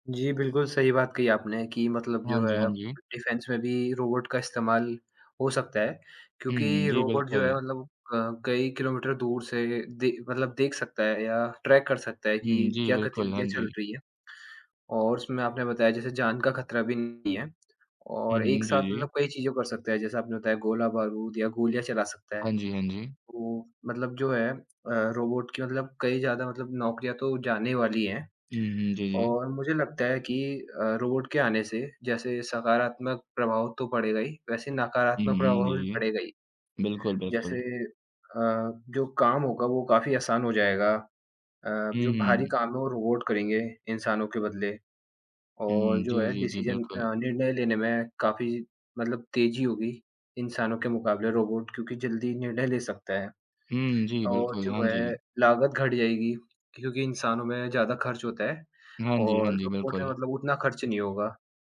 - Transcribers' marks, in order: in English: "डिफेन्स"; in English: "ट्रैक"; tapping; in English: "डिसीज़न"
- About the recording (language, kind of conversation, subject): Hindi, unstructured, क्या आपको लगता है कि रोबोट इंसानों की नौकरियाँ छीन लेंगे?